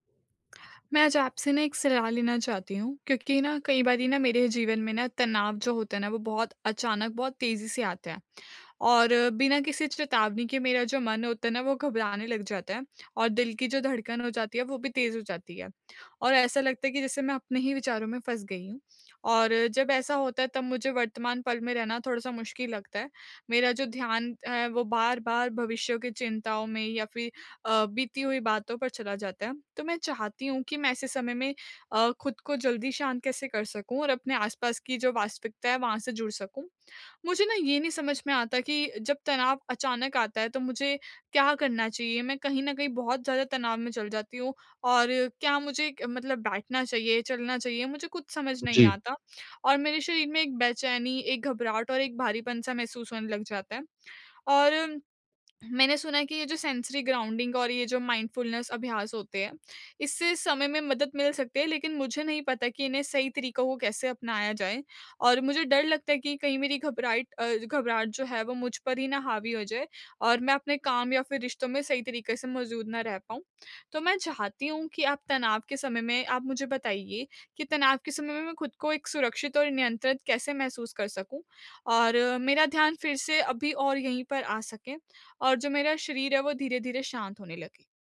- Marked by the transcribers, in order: in English: "सेंसरी ग्राउंडिंग"; in English: "माइंडफुलनेस"
- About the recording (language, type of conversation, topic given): Hindi, advice, तनाव अचानक आए तो मैं कैसे जल्दी शांत और उपस्थित रहूँ?
- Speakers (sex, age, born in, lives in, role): female, 20-24, India, India, user; male, 20-24, India, India, advisor